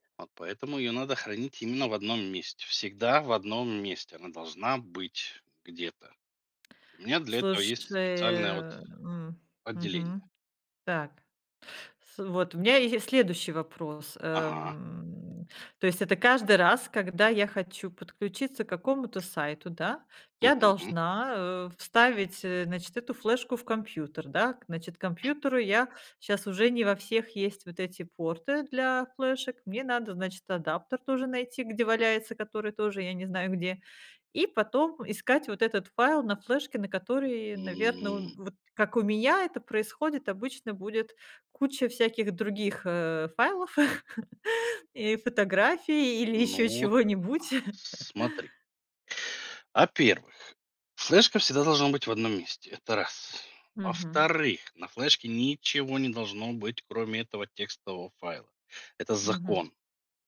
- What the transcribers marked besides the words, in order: other background noise; tapping; chuckle; chuckle
- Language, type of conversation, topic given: Russian, podcast, Как ты выбираешь пароли и где их лучше хранить?